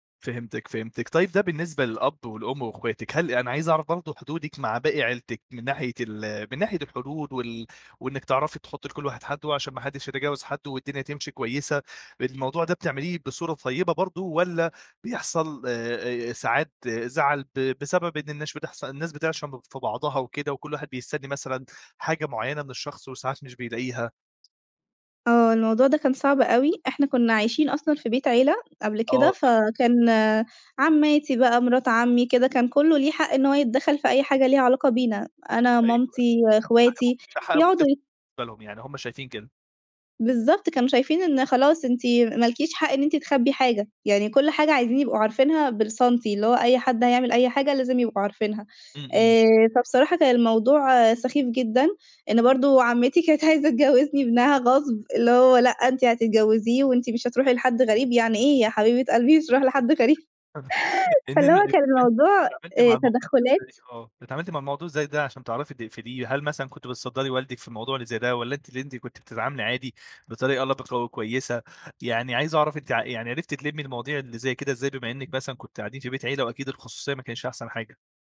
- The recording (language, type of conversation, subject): Arabic, podcast, إزاي تحطّ حدود مع العيلة من غير ما حد يزعل؟
- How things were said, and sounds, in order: "الناس" said as "الناش"; laughing while speaking: "كانت عايزة تجوّزني"; chuckle; unintelligible speech; laughing while speaking: "غريب؟!"; tapping